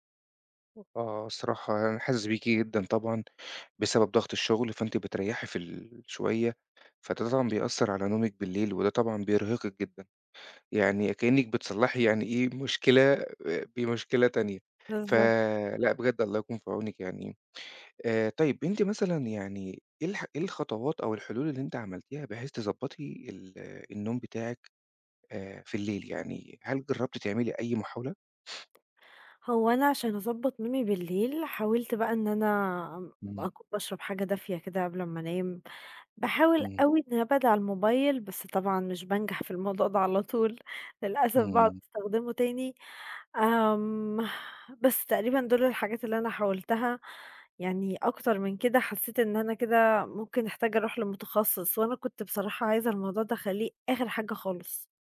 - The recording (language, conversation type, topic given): Arabic, advice, إزاي القيلولات المتقطعة بتأثر على نومي بالليل؟
- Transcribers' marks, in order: other noise; tapping